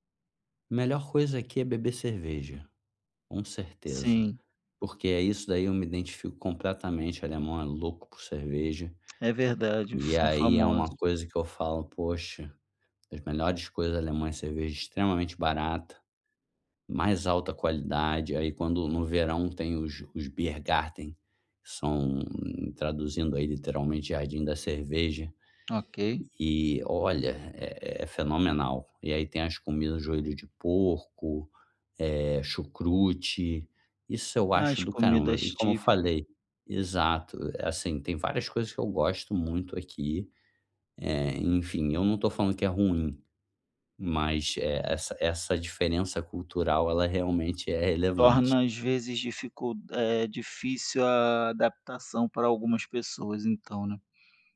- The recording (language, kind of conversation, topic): Portuguese, advice, Como me adaptar a mudanças culturais e sociais rápidas?
- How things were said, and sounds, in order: in German: "Biergarten"